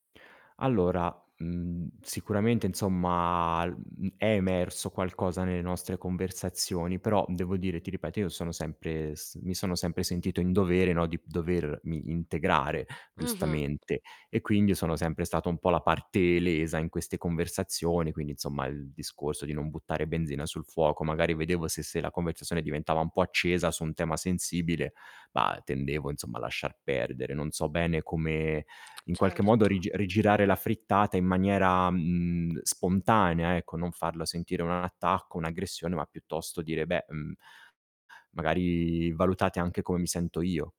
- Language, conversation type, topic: Italian, advice, In quali situazioni nel quartiere o al lavoro ti sei sentito/a un/una outsider a causa di differenze culturali?
- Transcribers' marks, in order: static; distorted speech; tapping